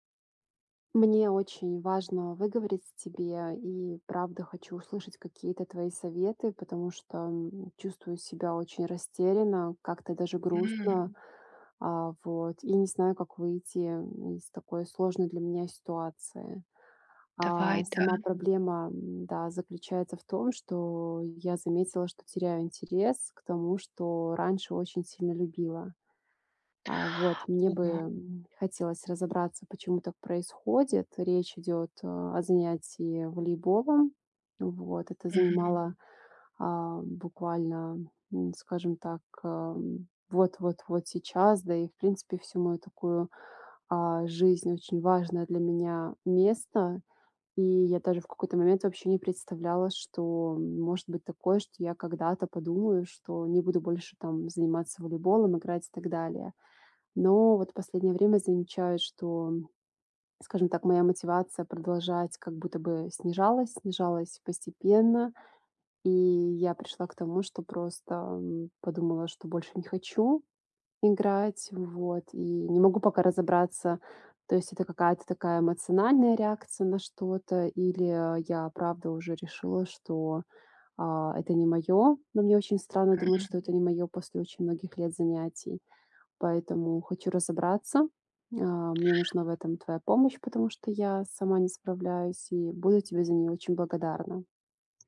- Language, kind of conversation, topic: Russian, advice, Почему я потерял(а) интерес к занятиям, которые раньше любил(а)?
- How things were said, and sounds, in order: none